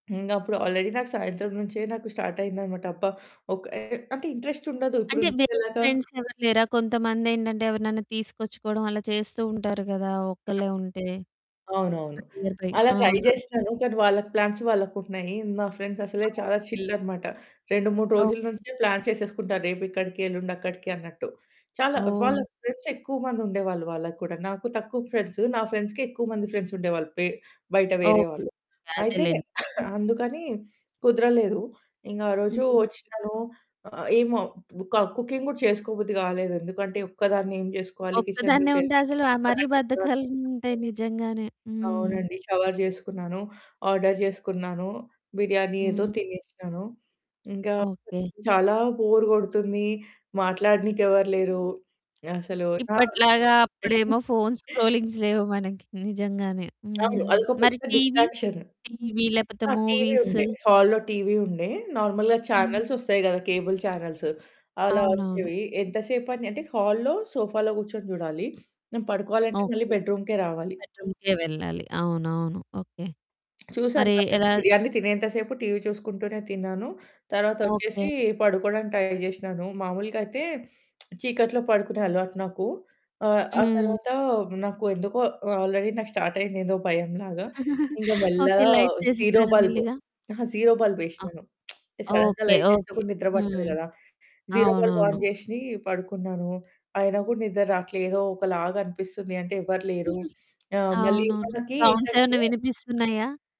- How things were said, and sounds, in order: in English: "ఆల్రెడీ"; in English: "స్టార్ట్"; static; in English: "ఇంట్రెస్ట్"; distorted speech; in English: "ఫ్రెండ్స్"; other background noise; in English: "నియర్ బై"; in English: "ట్రై"; in English: "ప్లాన్స్"; unintelligible speech; in English: "ఫ్రెండ్స్"; in English: "చిల్"; in English: "ప్లాన్స్"; in English: "ఫ్రెండ్స్"; in English: "ఫ్రెండ్స్"; in English: "ఫ్రెండ్స్‌కి"; in English: "ఫ్రెండ్స్"; cough; in English: "కుకింగ్"; in English: "కిచెన్‌లోకి"; unintelligible speech; in English: "షవర్"; in English: "ఆర్డర్"; in English: "బోర్"; chuckle; in English: "ఫోన్స్ స్క్రోలింగ్స్"; in English: "డిస్ట్రాక్షన్"; in English: "మూవీస్?"; in English: "నార్మల్‌గా"; in English: "కేబుల్ చానెల్స్"; in English: "బెడ్‌రూమ్‌కే"; in English: "బెడ్‌రూమ్‌కే"; in English: "ట్రై"; in English: "ఆల్రెడీ"; in English: "స్టార్ట్"; chuckle; in English: "లైట్స్"; in English: "జీరో బల్బ్, జీరో"; in English: "బల్బ్"; in English: "సడెన్‌గా లైట్"; in English: "జీరో బల్బ్ ఆన్"; giggle; in English: "సౌండ్స్"
- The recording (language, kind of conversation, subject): Telugu, podcast, మీ మొట్టమొదటి ఒంటరి రాత్రి మీకు ఎలా అనిపించింది?